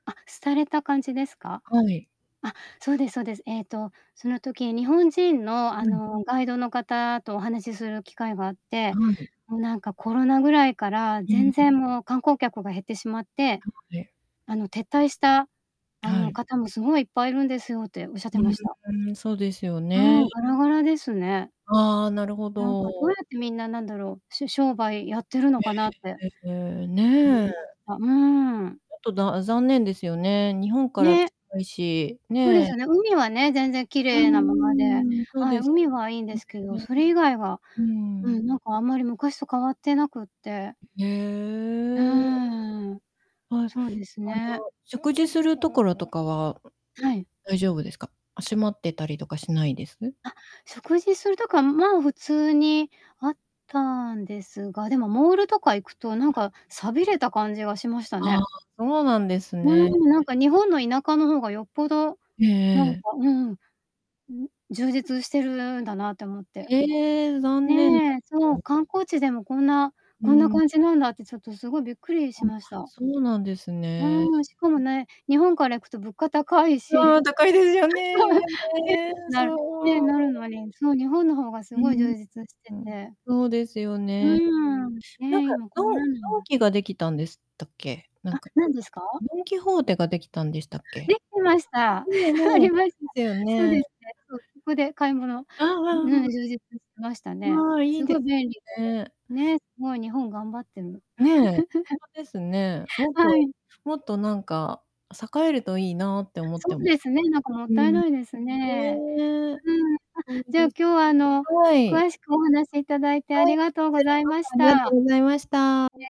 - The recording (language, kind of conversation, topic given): Japanese, unstructured, 最近ハマっていることはありますか？
- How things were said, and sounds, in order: distorted speech; laughing while speaking: "う、そう"; chuckle; chuckle